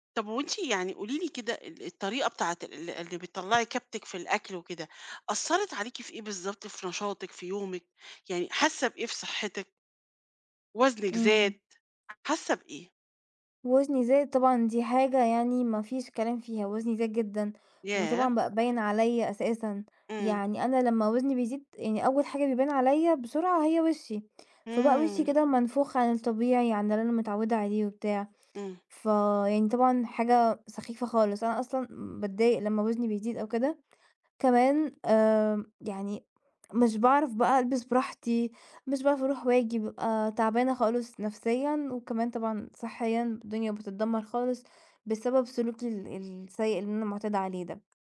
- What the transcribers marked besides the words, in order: none
- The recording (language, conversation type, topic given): Arabic, advice, إزاي بتتعامل مع الأكل العاطفي لما بتكون متوتر أو زعلان؟